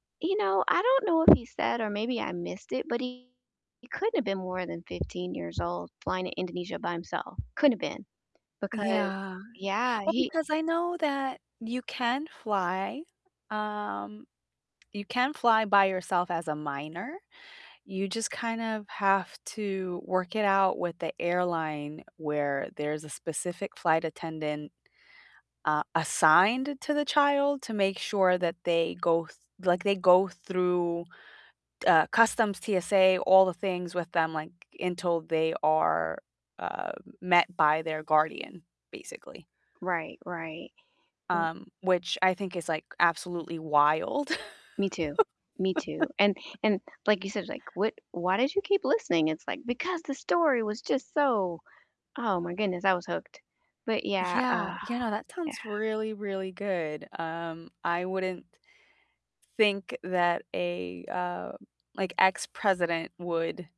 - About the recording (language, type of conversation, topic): English, unstructured, Which under-the-radar podcasts are you excited to binge this month, and why should I try them?
- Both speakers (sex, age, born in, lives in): female, 30-34, United States, United States; female, 50-54, United States, United States
- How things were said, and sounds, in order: static; distorted speech; other background noise; tapping; chuckle; sigh